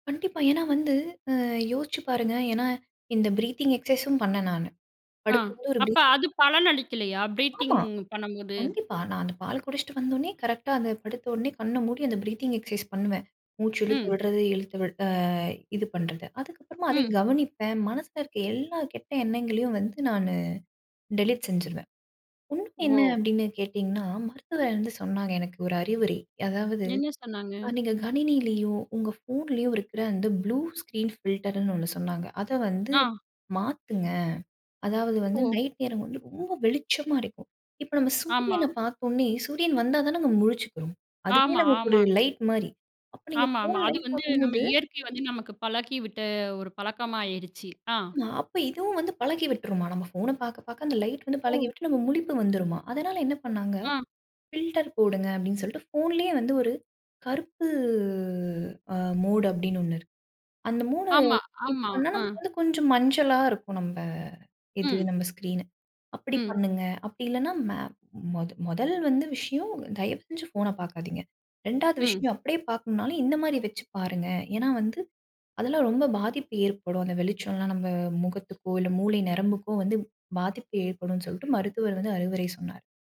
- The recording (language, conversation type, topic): Tamil, podcast, நல்ல இரவு தூக்கத்திற்காக நீங்கள் எந்த பழக்கங்களைப் பின்பற்றுகிறீர்கள்?
- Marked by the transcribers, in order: in English: "பிரீத்திங் எக்சைஸும்"; in English: "பிரீத்திங்"; in English: "பிரீத்திங்"; in English: "பிரீத்திங் எக்சைஸ்"; in English: "டெலிட்"; in English: "ப்ளூ ஸ்கிரீன் ஃபில்டர்னு"; tapping; in English: "ஃபில்டர்"; in English: "ஸ்கிரீன்"